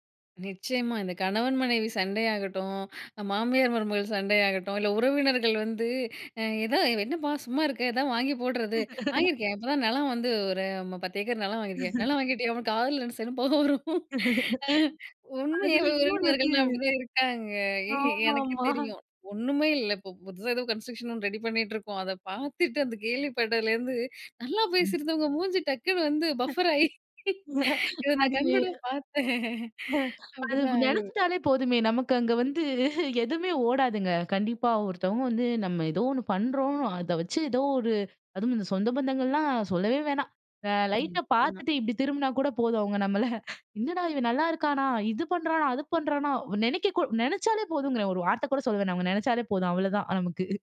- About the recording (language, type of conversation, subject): Tamil, podcast, மனஅழுத்தம் ஏற்பட்டால் நீங்கள் என்ன செய்கிறீர்கள்?
- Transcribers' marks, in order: laugh; laugh; laugh; in English: "கன்ஸ்டருக்ஷன்"; laugh; in English: "பஃபர்"; laugh; laughing while speaking: "இத நான் கண்கூட பார்த்தேன்"; laugh; chuckle